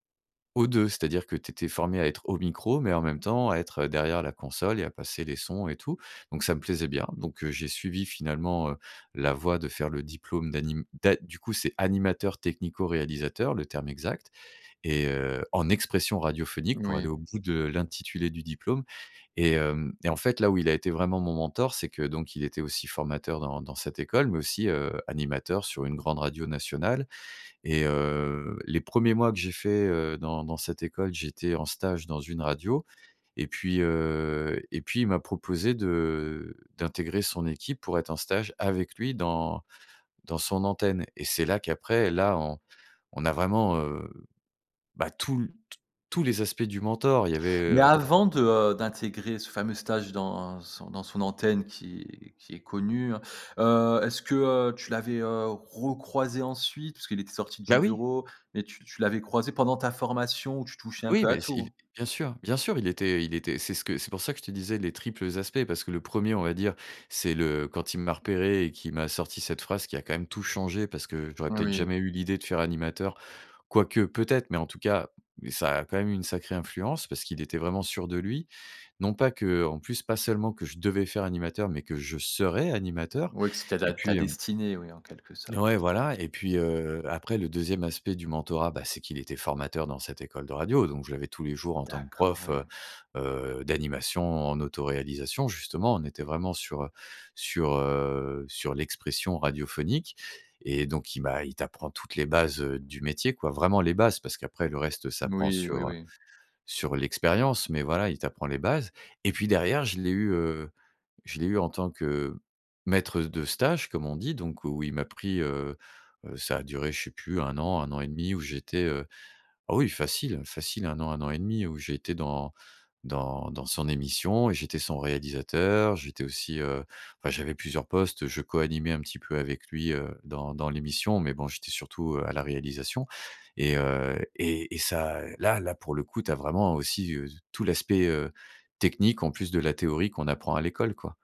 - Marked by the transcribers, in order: stressed: "expression"; stressed: "devais"; stressed: "serais"
- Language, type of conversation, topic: French, podcast, Peux-tu me parler d’un mentor qui a tout changé pour toi ?